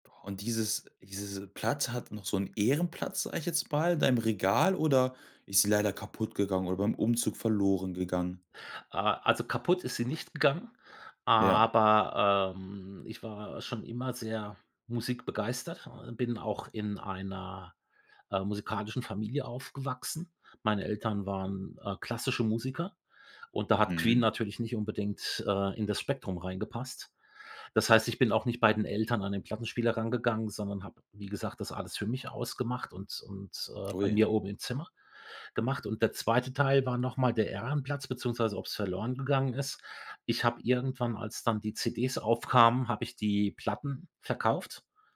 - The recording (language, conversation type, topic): German, podcast, Hast du Erinnerungen an das erste Album, das du dir gekauft hast?
- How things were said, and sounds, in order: drawn out: "aber"